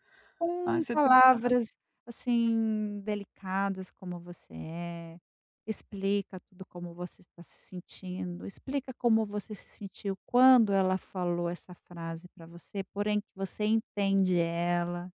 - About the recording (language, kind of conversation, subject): Portuguese, advice, Como você se sentiu quando seus pais desaprovaram suas decisões de carreira?
- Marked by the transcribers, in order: none